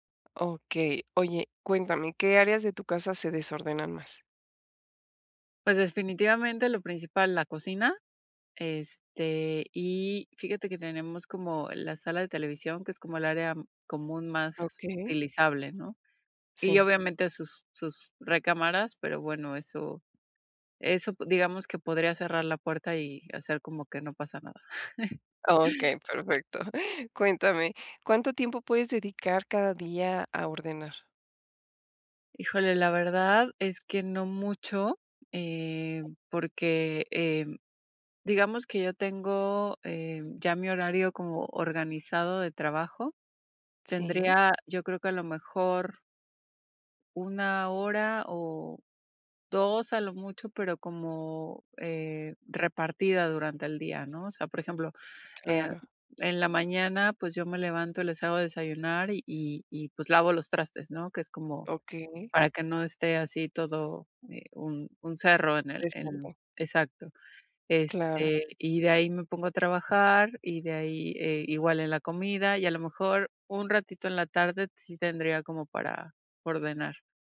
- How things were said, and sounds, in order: "definitivamente" said as "desfinitivamente"; other background noise; chuckle; laughing while speaking: "Okey, perfecto"; other noise; unintelligible speech
- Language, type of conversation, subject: Spanish, advice, ¿Cómo puedo crear rutinas diarias para evitar que mi casa se vuelva desordenada?